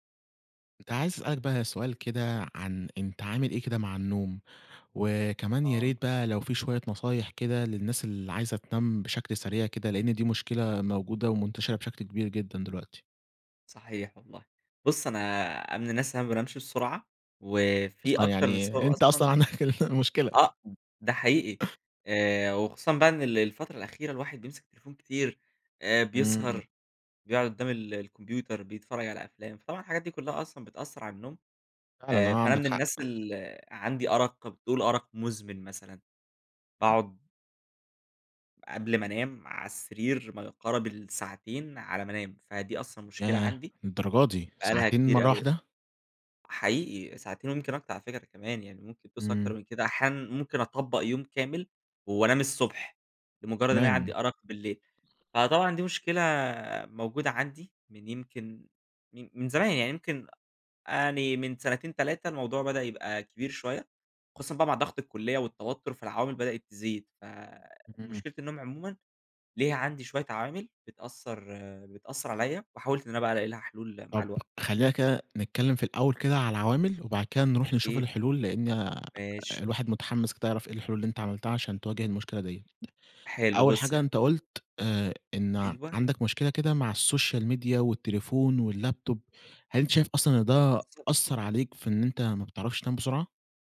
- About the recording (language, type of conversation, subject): Arabic, podcast, إيه أهم نصايحك للي عايز ينام أسرع؟
- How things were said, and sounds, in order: laughing while speaking: "عندك المشكلة"; tapping; unintelligible speech; unintelligible speech; other background noise; in English: "الsocial media"; in English: "والlaptop"